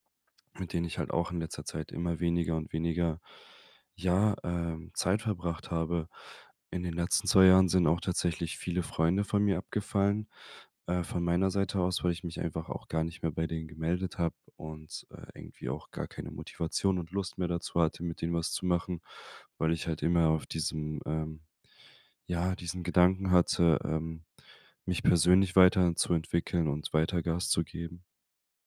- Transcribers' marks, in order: none
- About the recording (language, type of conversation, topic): German, advice, Wie finde ich heraus, welche Werte mir wirklich wichtig sind?